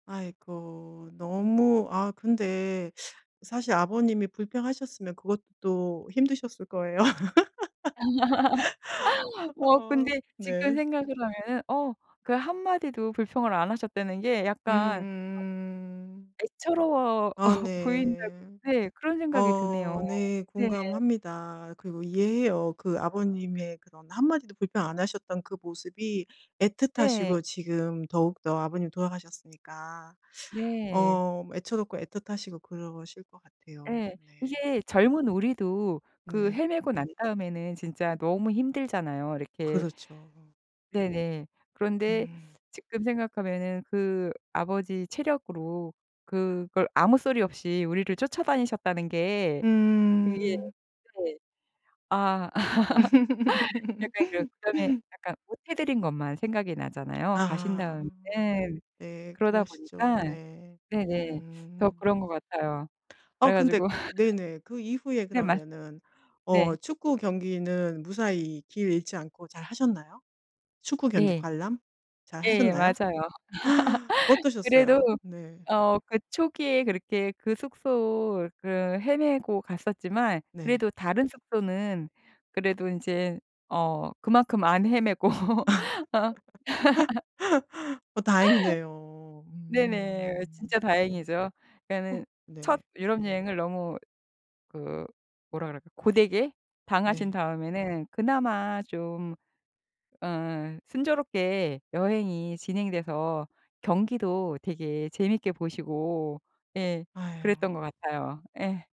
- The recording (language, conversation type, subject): Korean, podcast, 혹시 여행 중에 길을 잃어본 적이 있으신가요?
- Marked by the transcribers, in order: tapping; laughing while speaking: "아"; laugh; other background noise; laugh; laugh; laugh; laugh; gasp; laugh; laughing while speaking: "헤매고"; laugh